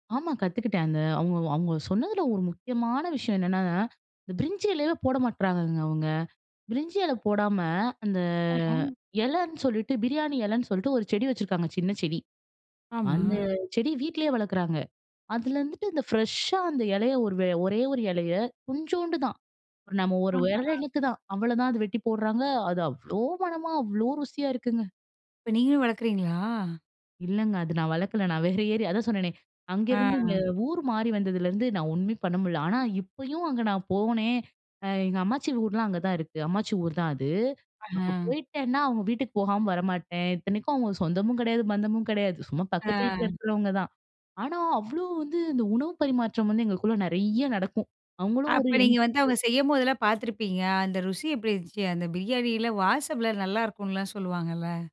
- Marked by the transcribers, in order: drawn out: "அந்த"; "கொஞ்சோண்டு" said as "குஞ்சோண்டு"; stressed: "அவ்ளோ மனமா"; laughing while speaking: "வேற ஏரியா"; tapping
- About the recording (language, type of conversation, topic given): Tamil, podcast, பாரம்பரிய உணவை யாரோ ஒருவருடன் பகிர்ந்தபோது உங்களுக்கு நடந்த சிறந்த உரையாடல் எது?